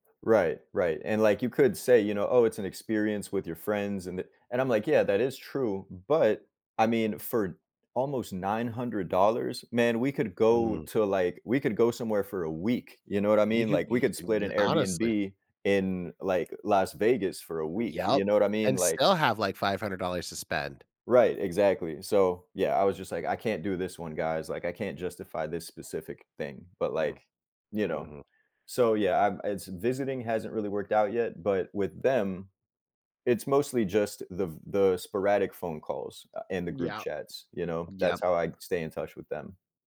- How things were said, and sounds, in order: tapping; other background noise
- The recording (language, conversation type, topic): English, podcast, What helps friendships last through different stages of life?
- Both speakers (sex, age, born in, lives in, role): male, 30-34, United States, United States, guest; male, 35-39, United States, United States, host